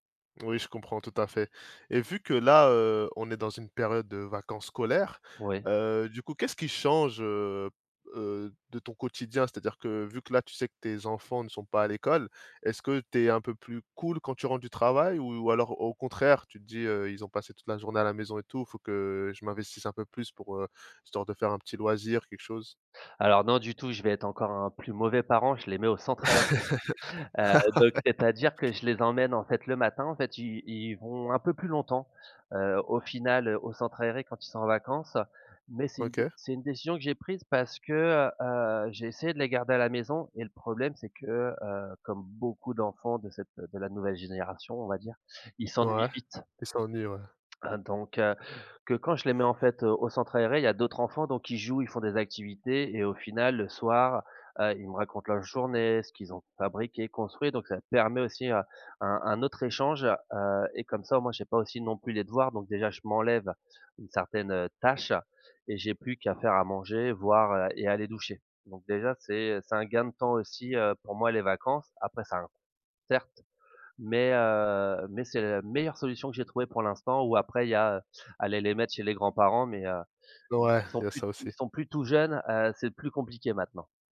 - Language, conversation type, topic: French, podcast, Comment gères-tu l’équilibre entre le travail et la vie personnelle ?
- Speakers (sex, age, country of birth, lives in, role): male, 30-34, France, France, host; male, 35-39, France, France, guest
- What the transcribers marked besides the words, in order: laugh; other background noise; chuckle; stressed: "permet"; stressed: "tâche"; unintelligible speech